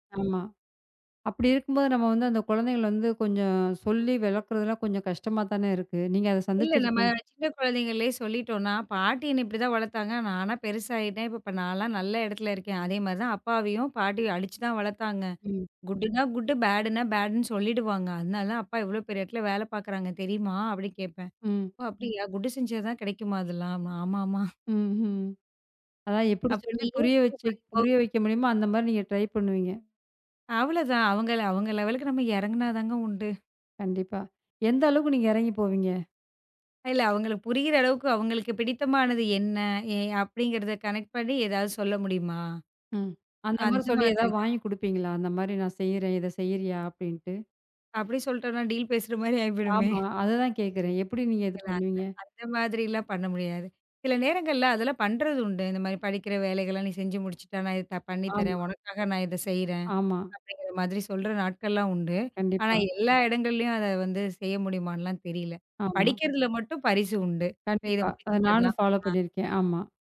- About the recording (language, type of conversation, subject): Tamil, podcast, பிள்ளைகளிடம் எல்லைகளை எளிதாகக் கற்பிப்பதற்கான வழிகள் என்னென்ன என்று நீங்கள் நினைக்கிறீர்கள்?
- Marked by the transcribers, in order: in English: "குட் னா குட், பேடு னா பேடுன்னு"; unintelligible speech; in English: "ட்ரை"; in English: "லெவலுக்கு"; in English: "கனெக்ட்"; in English: "டீல்"; unintelligible speech; other background noise; in English: "ஃபாலோப்"; unintelligible speech